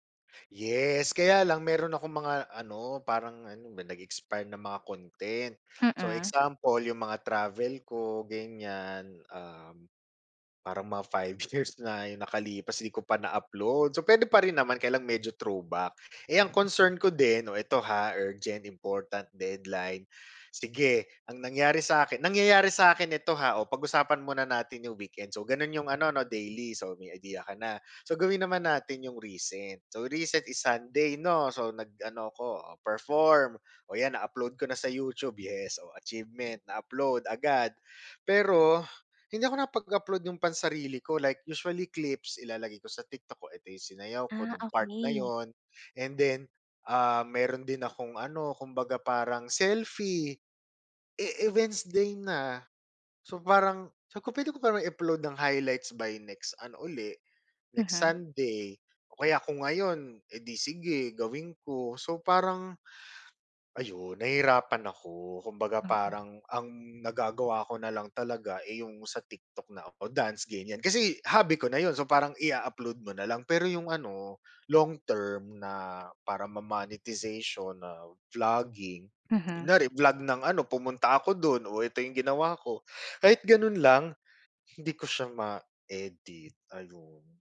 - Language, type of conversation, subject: Filipino, advice, Paano ko mababalanse ang mga agarang gawain at mga pangmatagalang layunin?
- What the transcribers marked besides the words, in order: laughing while speaking: "five years"